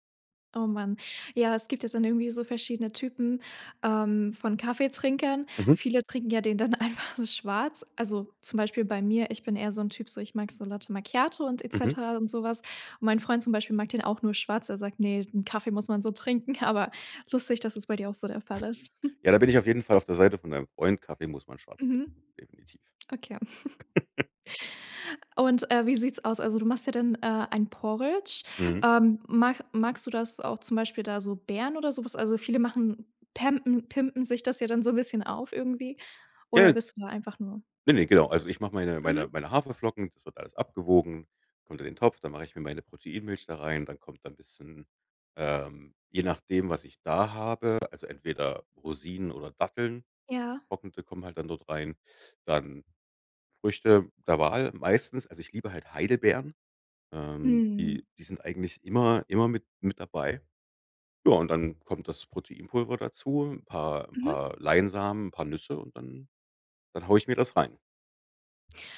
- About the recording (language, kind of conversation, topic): German, podcast, Wie sieht deine Frühstücksroutine aus?
- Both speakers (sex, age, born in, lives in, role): female, 18-19, Germany, Germany, host; male, 35-39, Germany, Germany, guest
- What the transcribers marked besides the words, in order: laughing while speaking: "einfach"; other background noise; giggle; chuckle; stressed: "meistens"; tapping